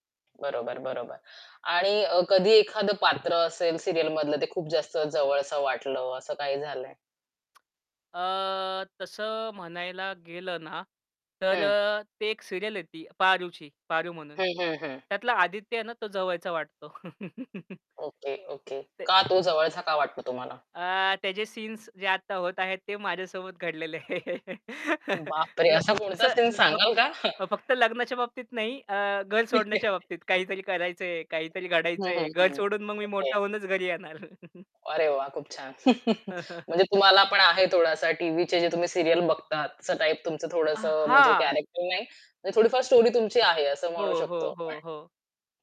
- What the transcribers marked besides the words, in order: tapping; other background noise; in English: "सीरियल"; in English: "सीरियल"; laugh; laughing while speaking: "माझ्यासोबत घडलेले आहेत"; distorted speech; chuckle; laughing while speaking: "ठीक आहे"; laughing while speaking: "काहीतरी करायचंय, काहीतरी घडायचंय. घर सोडून मग मी मोठा होऊनच घरी येणार"; chuckle; laugh; in English: "सीरियल"; in English: "कॅरेक्टर"; in English: "स्टोरी"; static
- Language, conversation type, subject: Marathi, podcast, टीव्ही मालिका सलग पाहताना तुम्ही काय शोधता किंवा काय अनुभवता?